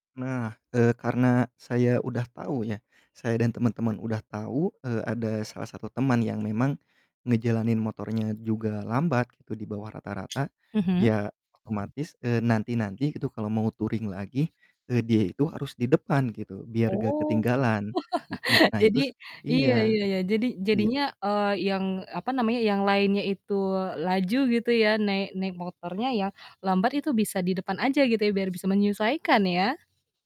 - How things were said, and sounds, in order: tapping; other background noise; in English: "touring"; chuckle; "itu" said as "itus"
- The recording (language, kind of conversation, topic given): Indonesian, podcast, Apa pengalaman perjalanan yang paling berkesan buat kamu?